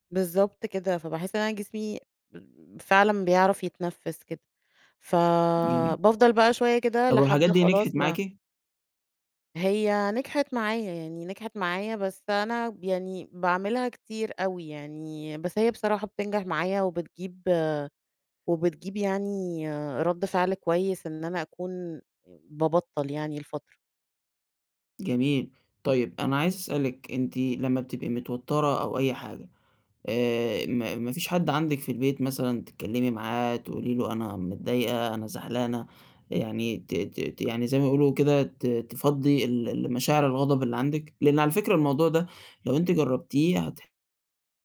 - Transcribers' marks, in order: none
- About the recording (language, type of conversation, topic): Arabic, advice, إمتى بتلاقي نفسك بترجع لعادات مؤذية لما بتتوتر؟